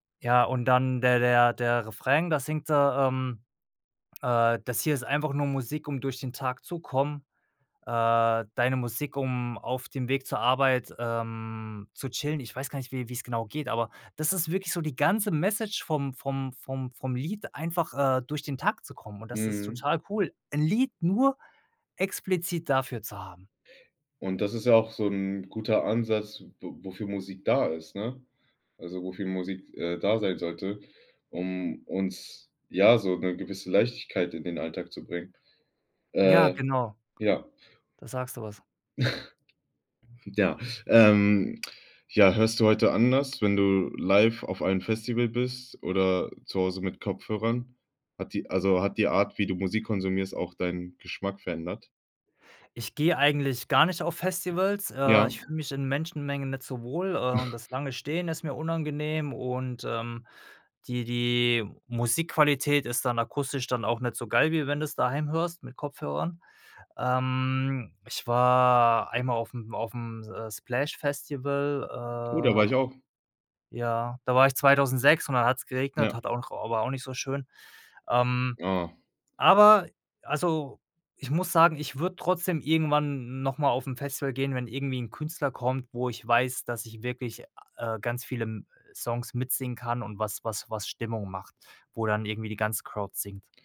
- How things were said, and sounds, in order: chuckle; snort
- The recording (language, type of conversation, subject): German, podcast, Wie hat sich dein Musikgeschmack über die Jahre verändert?